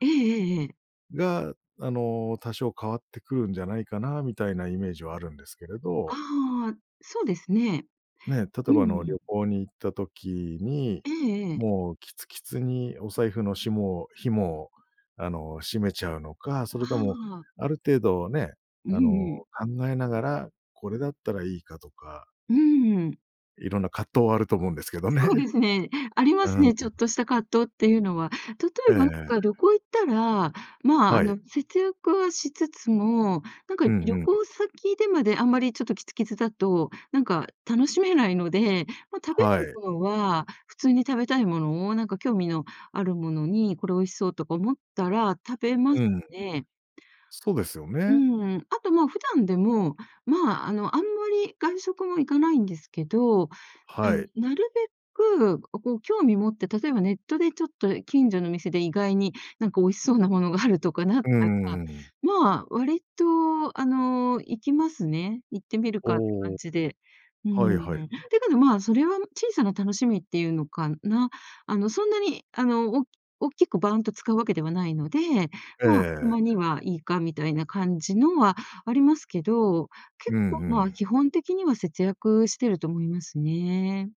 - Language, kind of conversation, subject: Japanese, podcast, 今のうちに節約する派？それとも今楽しむ派？
- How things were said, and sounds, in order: other noise